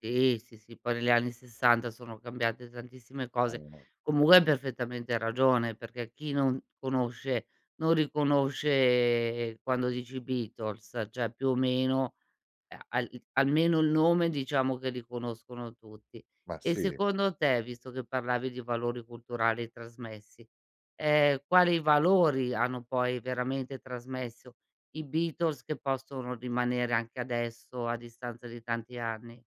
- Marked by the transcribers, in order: unintelligible speech; "cioè" said as "ceh"
- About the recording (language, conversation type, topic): Italian, podcast, Secondo te, che cos’è un’icona culturale oggi?